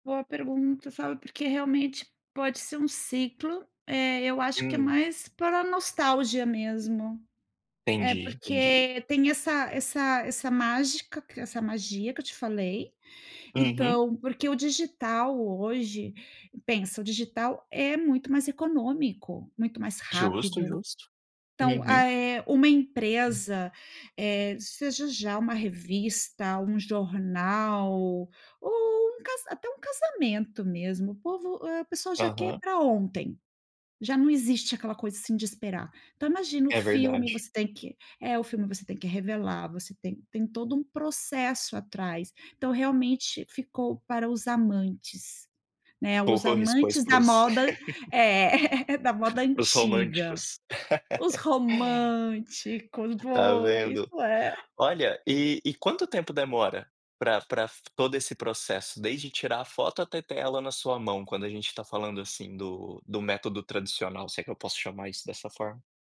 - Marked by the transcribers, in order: tapping; laugh; laugh
- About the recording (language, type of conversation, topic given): Portuguese, podcast, Como a fotografia mudou o jeito que você vê o mundo?
- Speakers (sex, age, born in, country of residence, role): female, 50-54, Brazil, Spain, guest; male, 30-34, Brazil, Spain, host